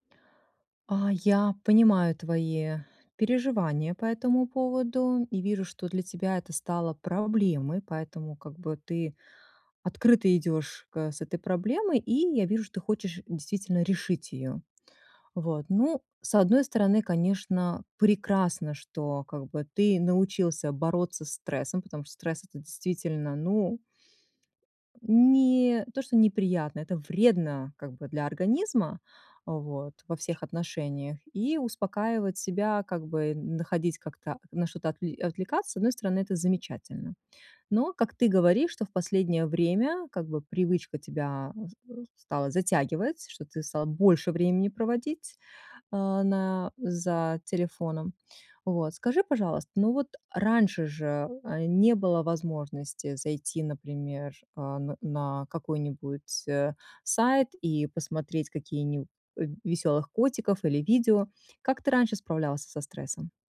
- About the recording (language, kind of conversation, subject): Russian, advice, Как мне справляться с частыми переключениями внимания и цифровыми отвлечениями?
- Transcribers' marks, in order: other background noise; unintelligible speech